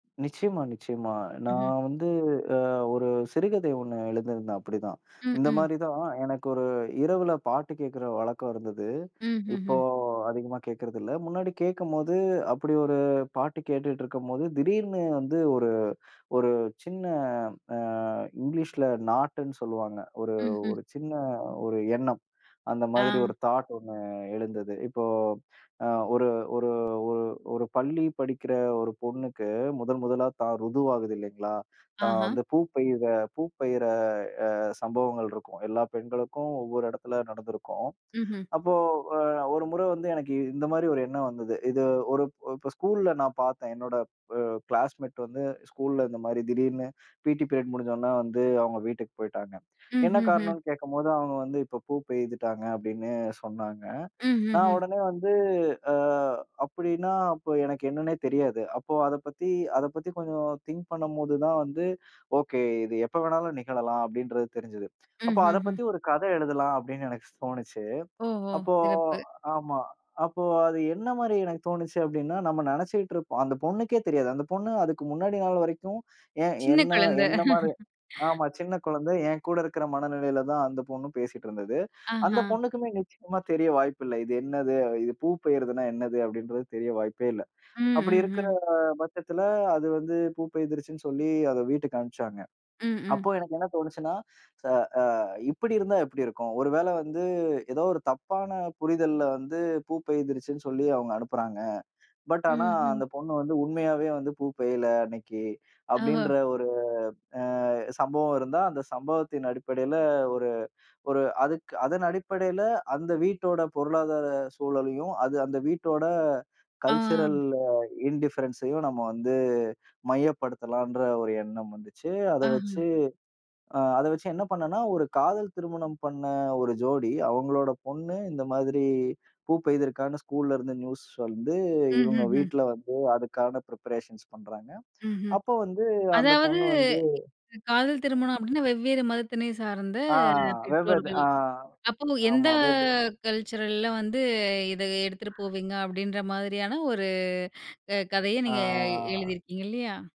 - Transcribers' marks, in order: drawn out: "இப்போ"; in English: "நாட்ன்னு"; in English: "தாட்"; in English: "க்ளாஸ்மேட்"; in English: "பீ.டி பீரியட்"; in English: "திங்க்"; in English: "ஓகே"; tsk; chuckle; in English: "பட்"; in English: "கல்சுரல் இண்டிஃபரன்ஸ்ஸயும்"; in English: "ப்ரிபரேஷன்ஸ்"; unintelligible speech; other noise; drawn out: "எந்த"; in English: "கல்சுரல்ல"; drawn out: "வந்து"
- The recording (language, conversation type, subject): Tamil, podcast, காலை அல்லது இரவில் படைப்புப் பணிக்கு சிறந்த நேரம் எது?